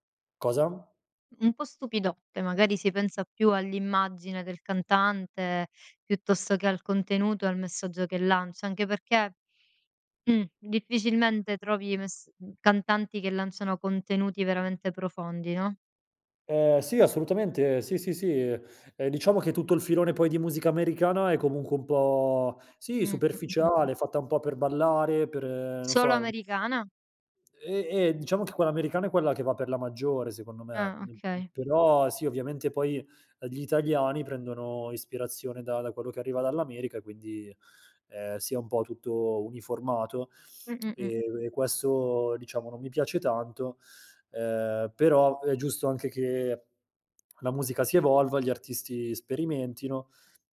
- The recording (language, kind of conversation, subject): Italian, podcast, Qual è la colonna sonora della tua adolescenza?
- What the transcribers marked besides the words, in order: other background noise